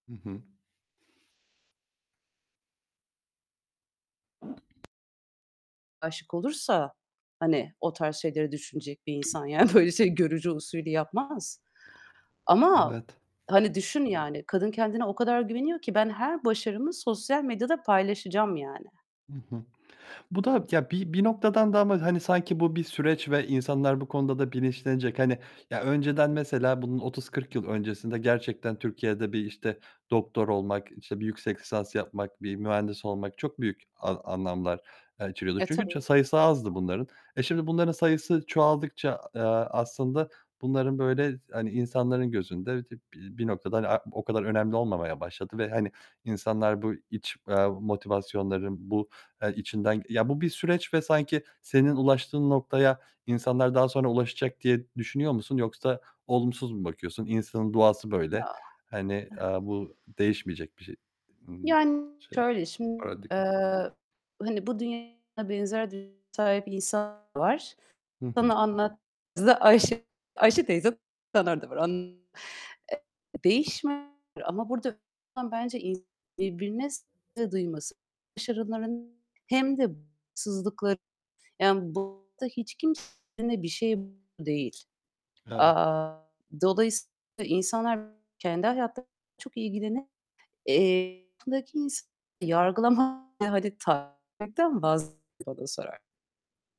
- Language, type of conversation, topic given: Turkish, podcast, Sana göre başarı ne anlama geliyor?
- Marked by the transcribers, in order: static; other background noise; tapping; laughing while speaking: "böyle"; distorted speech; unintelligible speech; unintelligible speech; unintelligible speech